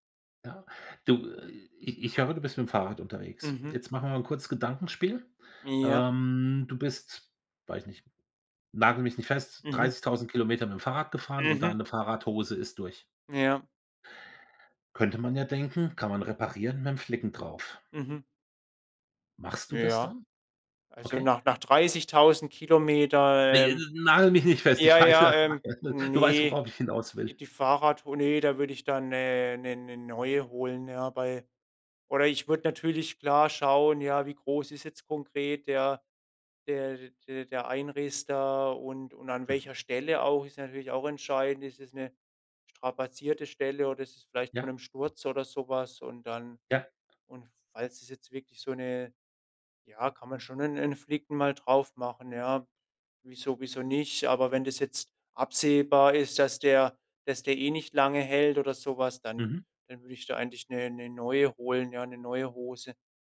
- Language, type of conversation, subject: German, podcast, Wie wichtig ist dir das Reparieren, statt Dinge wegzuwerfen?
- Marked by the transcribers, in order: laughing while speaking: "weiß ja"; giggle